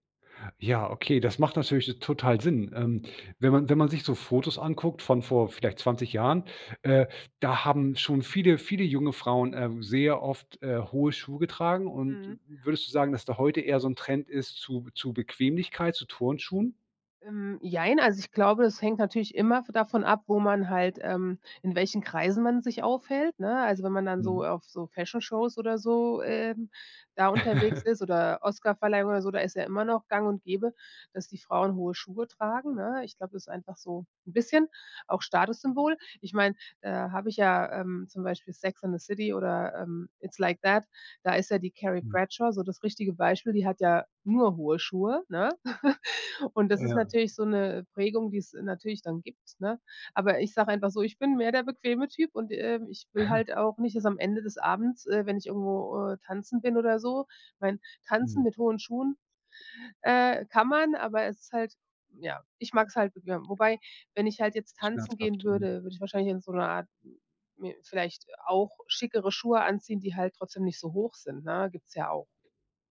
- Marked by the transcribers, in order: chuckle; chuckle; chuckle
- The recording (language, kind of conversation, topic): German, podcast, Wie hat sich dein Kleidungsstil über die Jahre verändert?